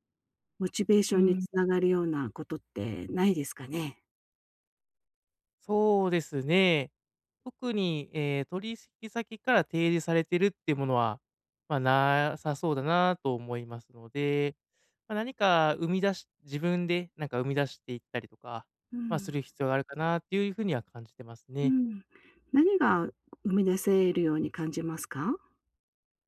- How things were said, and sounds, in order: none
- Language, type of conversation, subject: Japanese, advice, 長くモチベーションを保ち、成功や進歩を記録し続けるにはどうすればよいですか？